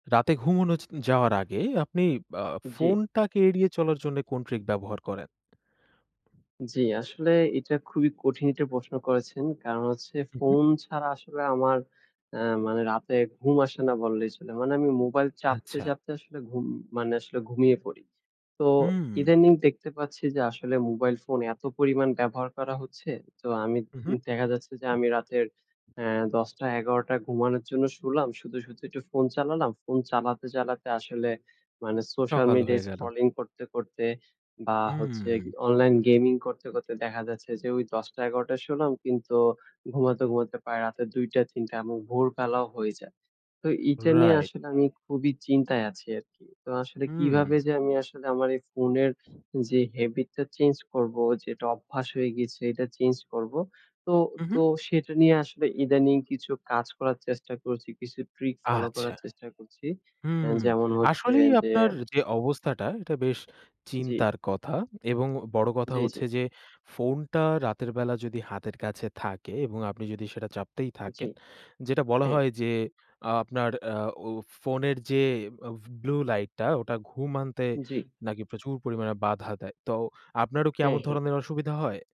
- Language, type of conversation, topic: Bengali, podcast, রাতে ফোন না দেখে ঘুমাতে যাওয়ার জন্য তুমি কী কৌশল ব্যবহার করো?
- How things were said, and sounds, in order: "ঘুমানোর" said as "ঘুমনোছ"; other background noise; drawn out: "হুম"